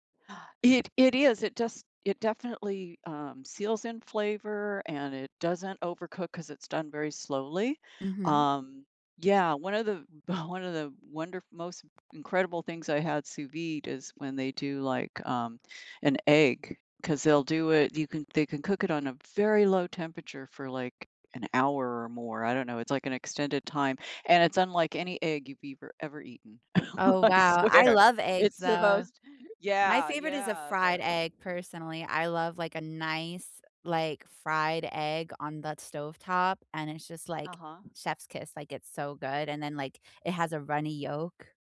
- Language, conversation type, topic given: English, unstructured, What is something surprising about the way we cook today?
- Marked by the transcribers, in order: chuckle; "ever" said as "eever"; chuckle; laughing while speaking: "I swear"